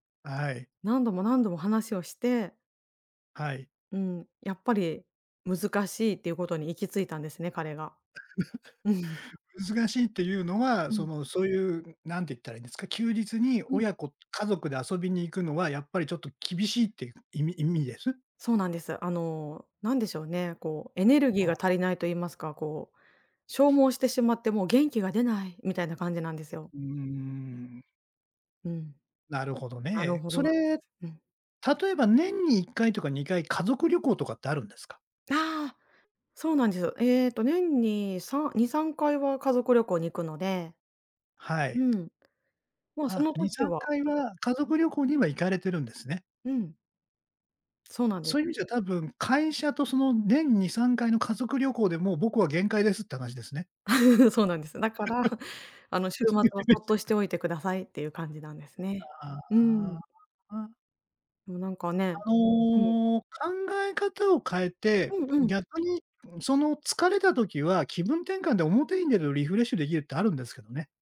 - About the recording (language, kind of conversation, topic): Japanese, advice, 年中行事や祝日の過ごし方をめぐって家族と意見が衝突したとき、どうすればよいですか？
- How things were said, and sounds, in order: laugh; laughing while speaking: "うん"; laugh; unintelligible speech